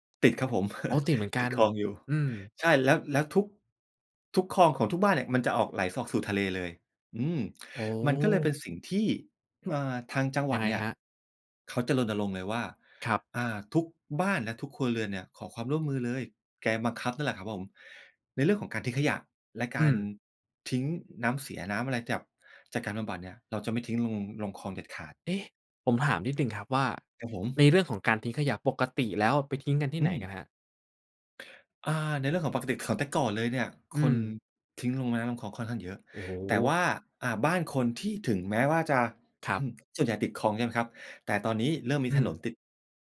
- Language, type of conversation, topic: Thai, podcast, ถ้าพูดถึงการอนุรักษ์ทะเล เราควรเริ่มจากอะไร?
- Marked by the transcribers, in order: chuckle; laughing while speaking: "ติดคลองอยู่"; throat clearing